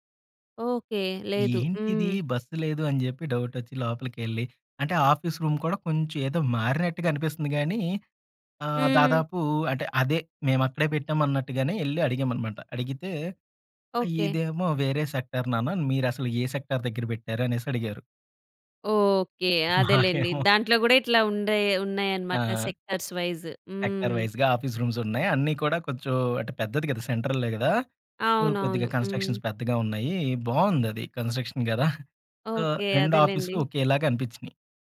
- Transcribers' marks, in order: in English: "ఆఫీస్ రూమ్"; in English: "సెక్టార్"; in English: "సెక్టార్"; laughing while speaking: "మాకేమో"; in English: "సెక్టార్స్"; in English: "సెక్టార్ వైస్‌గా ఆఫీస్ రూమ్స్"; in English: "సెంట్రల్‌లో"; in English: "కన్‌స్ట్రక్షన్స్"; in English: "కన్‌స్ట్రక్షన్స్"; giggle; in English: "సొ"; tapping
- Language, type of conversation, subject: Telugu, podcast, ప్రయాణంలో తప్పిపోయి మళ్లీ దారి కనిపెట్టిన క్షణం మీకు ఎలా అనిపించింది?